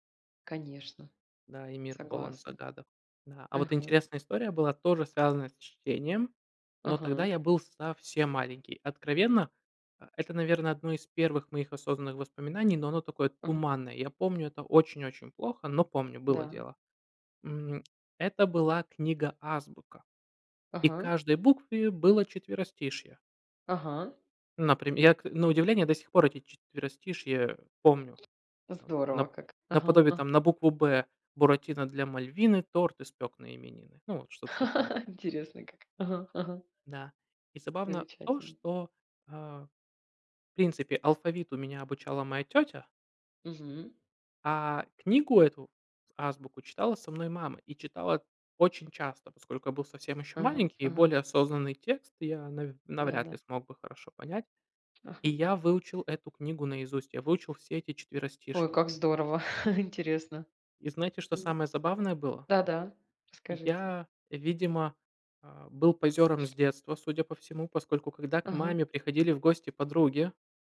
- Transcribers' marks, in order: other background noise; tapping; laugh; laugh; sniff
- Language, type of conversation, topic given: Russian, unstructured, Какая традиция из твоего детства тебе запомнилась больше всего?